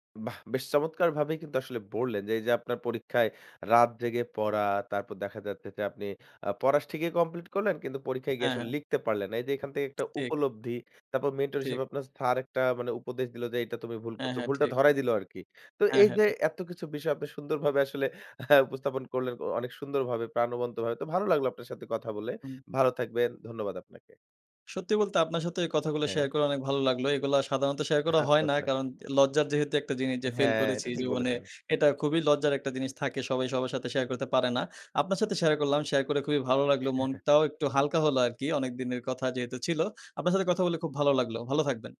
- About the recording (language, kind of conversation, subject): Bengali, podcast, তুমি কীভাবে পুরনো শেখা ভুল অভ্যাসগুলো ছেড়ে নতুনভাবে শিখছো?
- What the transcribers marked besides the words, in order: tapping; chuckle; laughing while speaking: "আচ্ছা, আচ্ছা"; chuckle